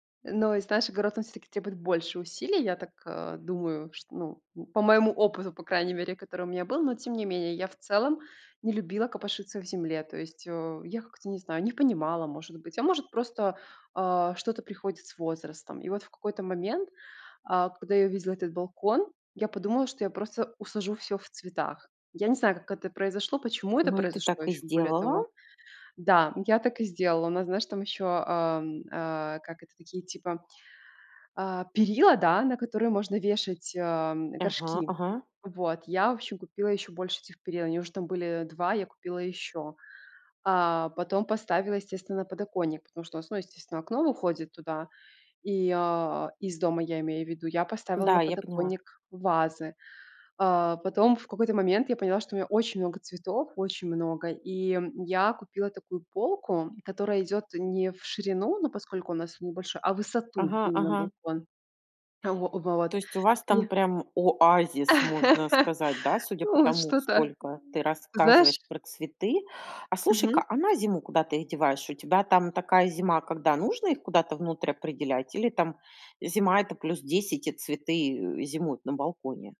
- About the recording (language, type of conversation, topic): Russian, podcast, Какой балкон или лоджия есть в твоём доме и как ты их используешь?
- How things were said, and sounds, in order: laugh